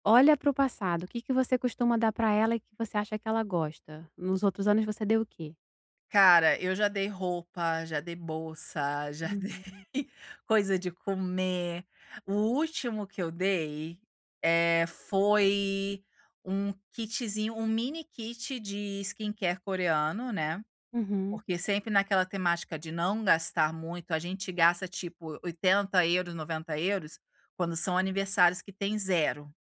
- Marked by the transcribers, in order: laughing while speaking: "já dei"; in English: "skincare"
- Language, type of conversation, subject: Portuguese, advice, Como escolher presentes memoráveis sem gastar muito dinheiro?